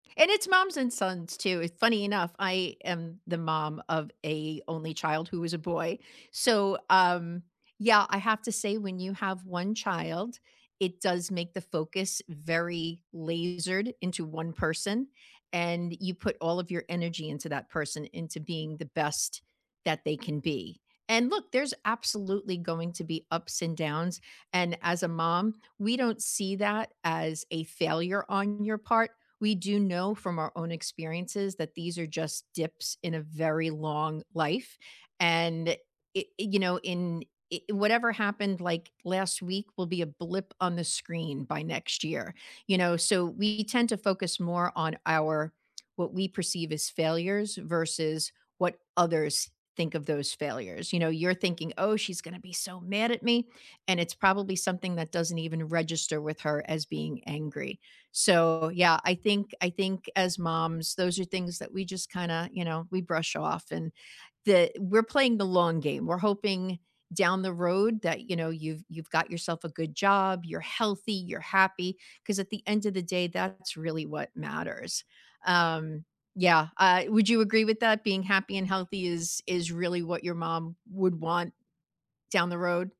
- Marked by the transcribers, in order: none
- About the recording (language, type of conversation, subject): English, unstructured, What finally helped you learn something new as an adult, and who encouraged you along the way?
- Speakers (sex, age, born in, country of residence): female, 55-59, United States, United States; male, 35-39, United States, United States